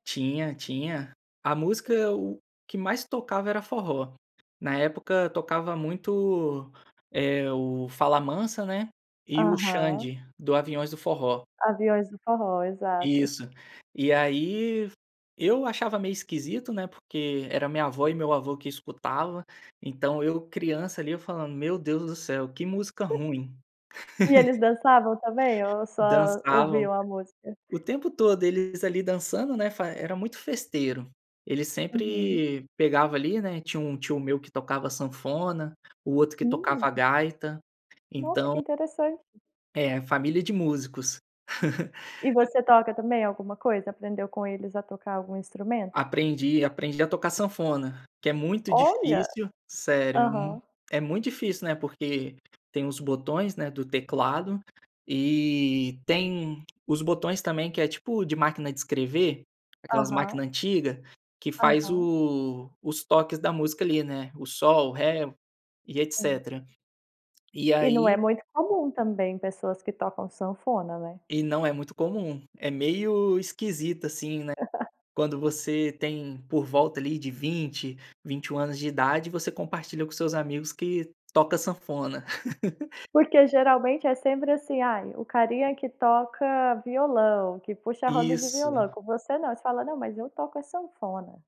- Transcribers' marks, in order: tapping; chuckle; other background noise; laugh; chuckle
- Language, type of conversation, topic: Portuguese, podcast, Como sua família influenciou seu gosto musical?